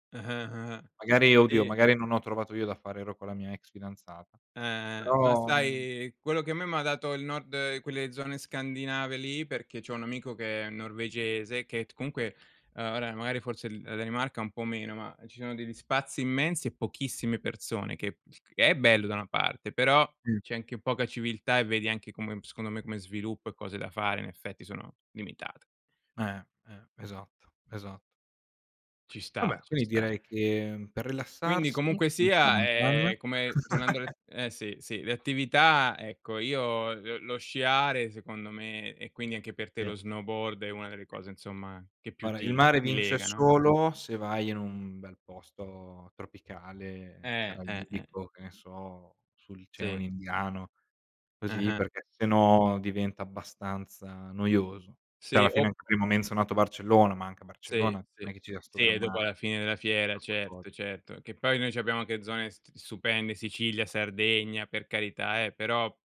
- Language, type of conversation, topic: Italian, unstructured, Cosa preferisci tra mare, montagna e città?
- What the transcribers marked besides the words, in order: "sì" said as "tì"; "comunque" said as "counque"; "magari" said as "maari"; chuckle; "Sì" said as "tì"; "Guarda" said as "guara"; "oceano" said as "iceano"; "Cioè" said as "ceh"; unintelligible speech; "stupende" said as "supende"